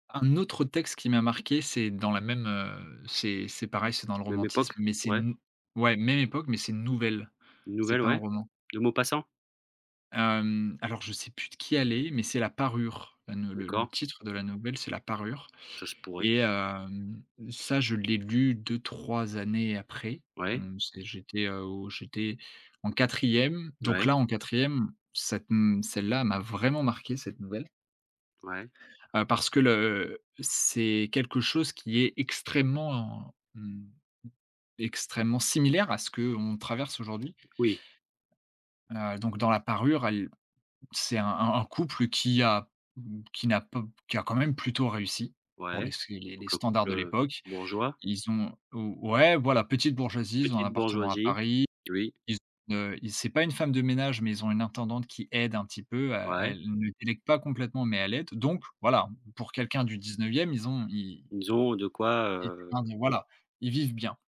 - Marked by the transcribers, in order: stressed: "vraiment"; stressed: "aide"
- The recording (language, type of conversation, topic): French, podcast, Quel livre d’enfance t’a marqué pour toujours ?